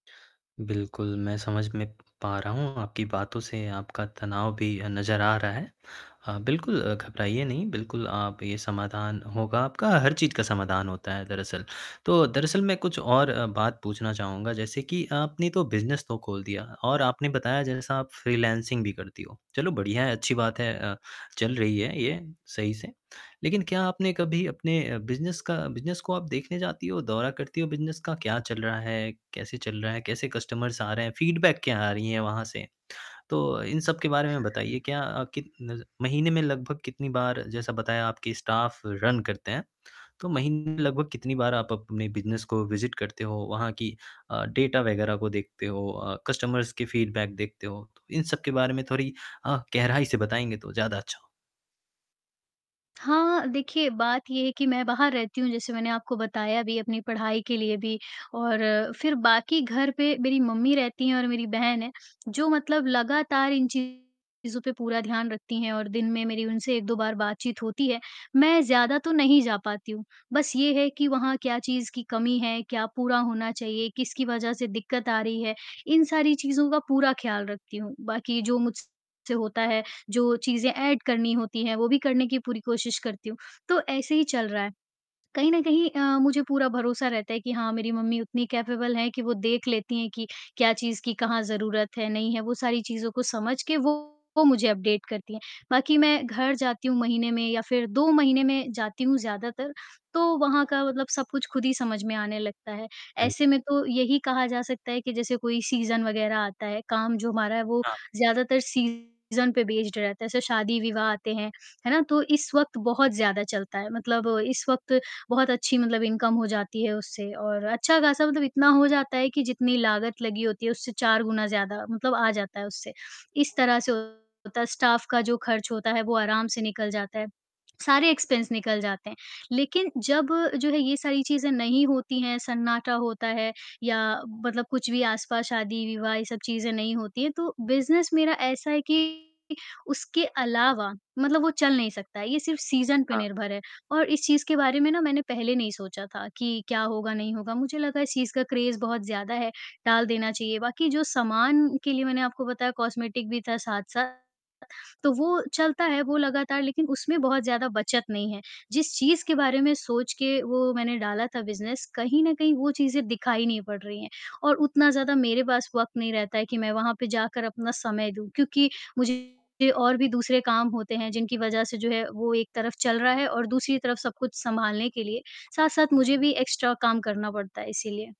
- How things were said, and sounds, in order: static; distorted speech; in English: "फ्रीलानसिंग"; in English: "कस्टमर्स"; in English: "फ़ीडबैक"; lip smack; in English: "स्टाफ रन"; in English: "विज़िट"; in English: "डेटा"; in English: "कस्टमर्स"; in English: "फ़ीडबैक"; tapping; in English: "एड"; in English: "कैपेबल"; in English: "अपडेट"; other noise; in English: "सीज़न"; in English: "सीज़न"; in English: "बेस्ड"; in English: "इनकम"; in English: "स्टाफ"; lip smack; in English: "इक्स्पेन्स"; in English: "बिज़नेस"; in English: "सीज़न"; in English: "क्रेज़"; in English: "कॉस्मेटिक"; in English: "बिज़नेस"; in English: "एक्स्ट्रा"
- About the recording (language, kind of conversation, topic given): Hindi, advice, आर्थिक अनिश्चितता के बीच बजट में बड़े बदलावों के बारे में आपकी स्थिति क्या है?